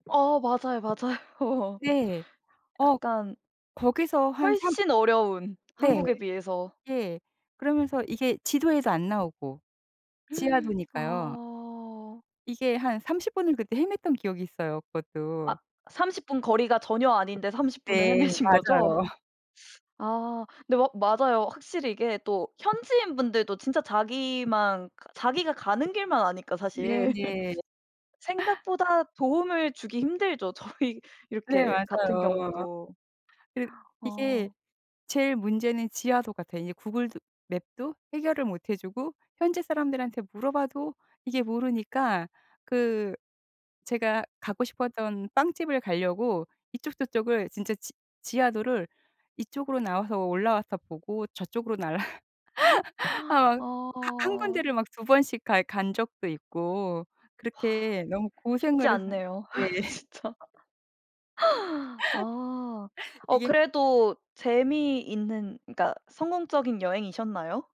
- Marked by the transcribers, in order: tapping; laughing while speaking: "맞아요"; other background noise; gasp; laughing while speaking: "헤매신"; laugh; laughing while speaking: "저희"; laughing while speaking: "날 아 막"; laugh; laughing while speaking: "진짜"; laugh
- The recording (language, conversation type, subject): Korean, podcast, 여행 중 길을 잃었던 순간 중 가장 기억에 남는 때는 언제였나요?